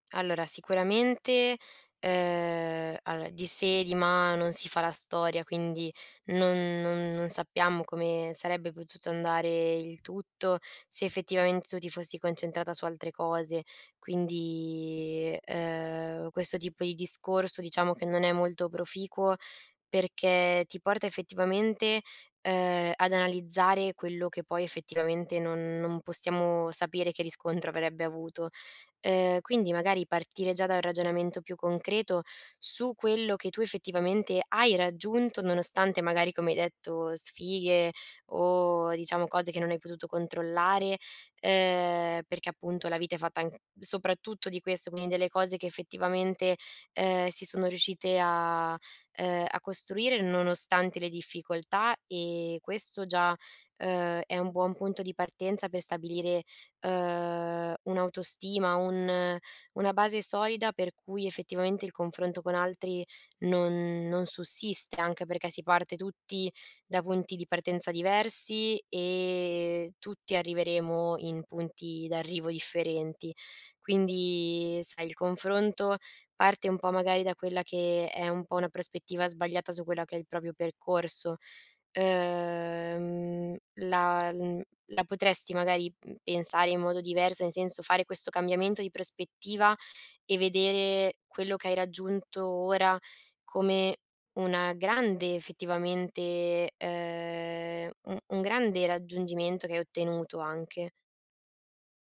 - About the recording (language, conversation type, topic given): Italian, advice, Come posso reagire quando mi sento giudicato perché non possiedo le stesse cose dei miei amici?
- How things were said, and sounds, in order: "allora" said as "alo"; "proprio" said as "propio"